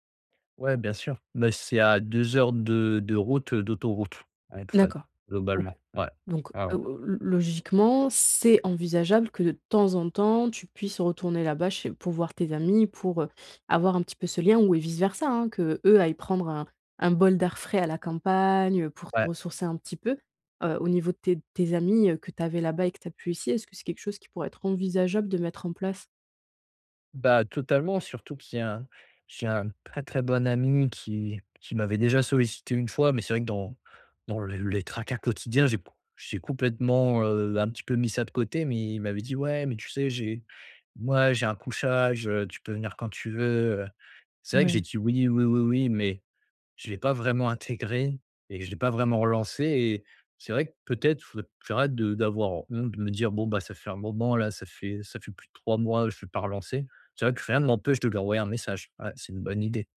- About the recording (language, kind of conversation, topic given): French, advice, Comment adapter son rythme de vie à un nouvel environnement après un déménagement ?
- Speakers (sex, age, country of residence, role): female, 25-29, France, advisor; male, 25-29, France, user
- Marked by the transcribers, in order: none